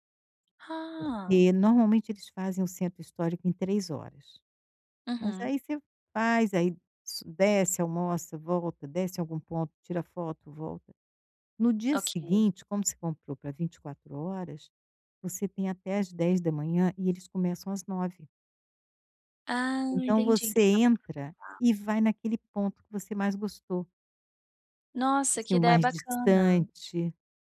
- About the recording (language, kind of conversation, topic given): Portuguese, advice, Como posso economizar nas férias sem sacrificar experiências inesquecíveis?
- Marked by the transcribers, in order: other background noise